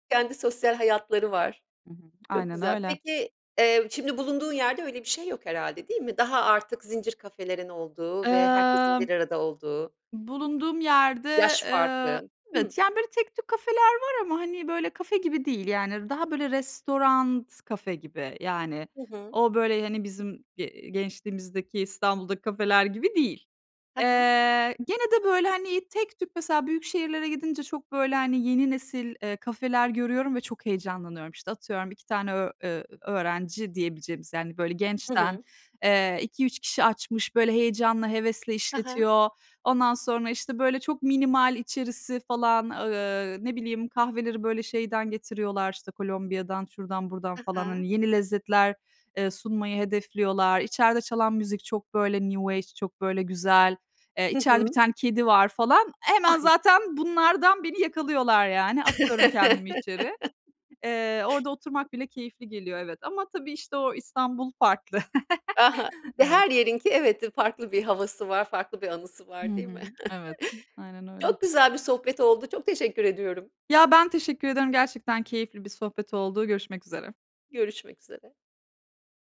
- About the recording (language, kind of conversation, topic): Turkish, podcast, Mahallede kahvehane ve çay sohbetinin yeri nedir?
- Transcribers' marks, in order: "restoran" said as "restorant"; in English: "New Age"; laughing while speaking: "Ay"; laugh; laugh; other background noise; chuckle